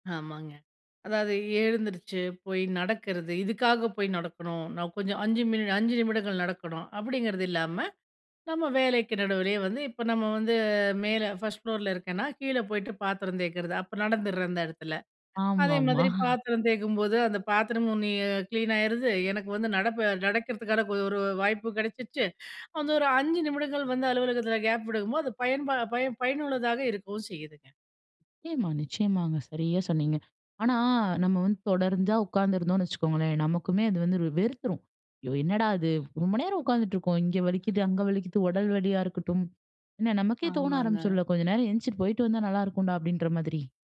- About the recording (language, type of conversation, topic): Tamil, podcast, காலத்தைச் சிறப்பாகச் செலவிட்டு நீங்கள் பெற்ற ஒரு வெற்றிக் கதையைப் பகிர முடியுமா?
- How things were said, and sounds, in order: in English: "ஃப்ளோர்ல"; other background noise; chuckle; "தொடர்ந்து" said as "தொடர்ந்தா"